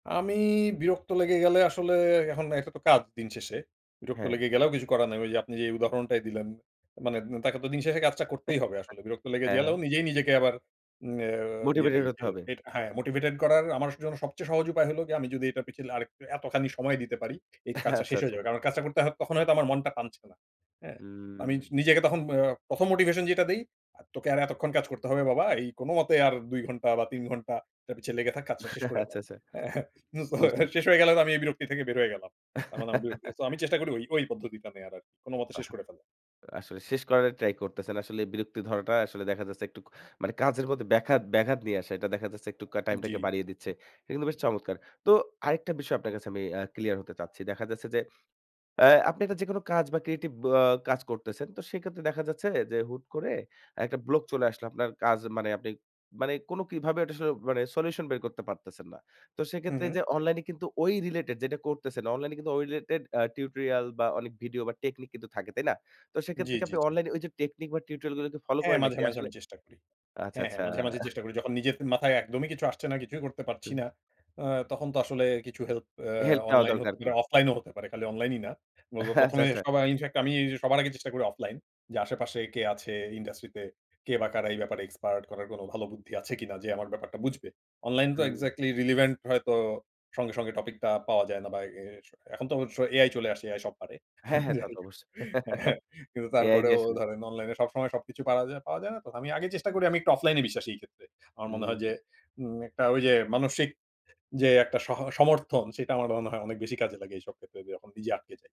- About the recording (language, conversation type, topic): Bengali, podcast, আপনি কীভাবে সৃজনশীলতার বাধা ভেঙে ফেলেন?
- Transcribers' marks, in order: tapping; "গেলেও" said as "জেলেও"; "পিছনে" said as "পিছলে"; chuckle; laughing while speaking: "হ্যাঁ? সো এটা শেষ হয়ে … বের হয়ে গেলাম"; chuckle; laughing while speaking: "আচ্ছা, আচ্ছা"; chuckle; in English: "সলিউশন"; laughing while speaking: "আচ্ছা, আচ্ছা"; in English: "ইনফ্যাক্ট"; in English: "এক্সাক্টলি রিলিভেন্ট"; laughing while speaking: "হ্যাঁ, যাই হোক। হ্যাঁ"; chuckle